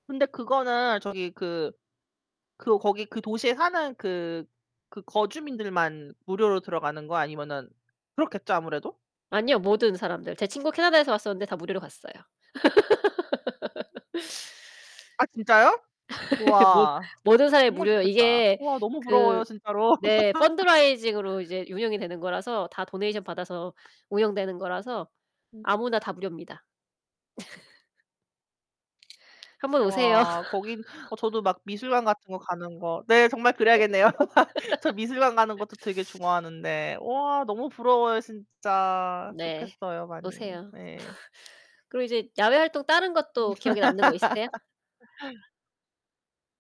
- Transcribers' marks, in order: mechanical hum; laugh; tapping; put-on voice: "펀드 라이징으로"; in English: "펀드 라이징으로"; laugh; in English: "도네이션"; laugh; other background noise; laugh; laugh; laugh; laugh
- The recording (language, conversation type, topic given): Korean, unstructured, 주말에 하루를 보낸다면 집에서 쉬는 것과 야외 활동 중 무엇을 선택하시겠습니까?
- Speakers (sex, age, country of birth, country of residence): female, 35-39, South Korea, United States; female, 40-44, South Korea, United States